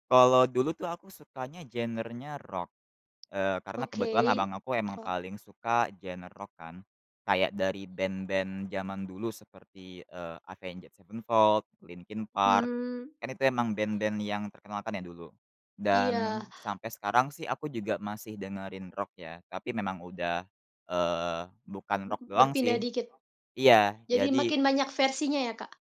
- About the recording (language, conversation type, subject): Indonesian, podcast, Bagaimana kamu mulai menekuni hobi itu?
- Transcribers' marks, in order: other background noise; "genrenya" said as "genernya"; tapping